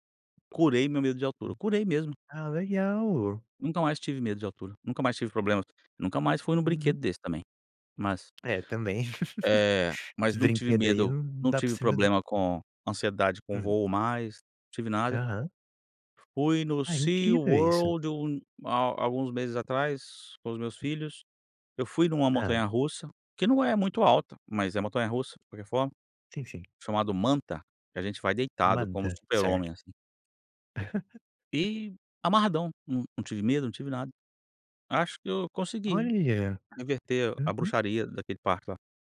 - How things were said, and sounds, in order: tapping; laugh; laugh
- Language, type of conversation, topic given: Portuguese, podcast, Qual foi um medo que você conseguiu superar?